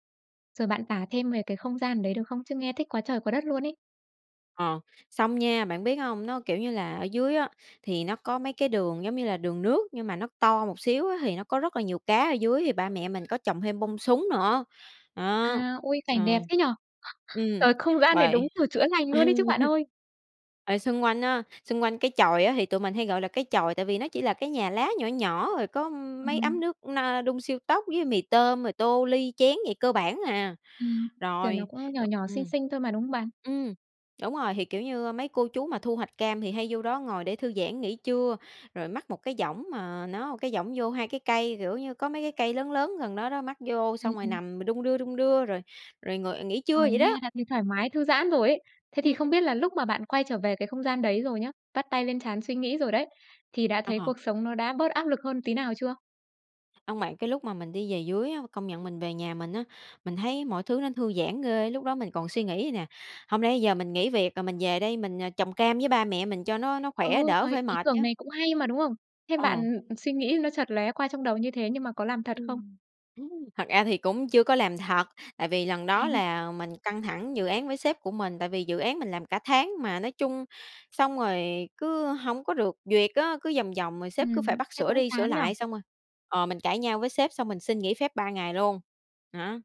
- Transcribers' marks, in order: other background noise; laugh; horn; laugh; "rồi" said as "ời"; laughing while speaking: "Đấy"; tapping
- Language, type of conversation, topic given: Vietnamese, podcast, Bạn có thể kể về một lần bạn tìm được một nơi yên tĩnh để ngồi lại và suy nghĩ không?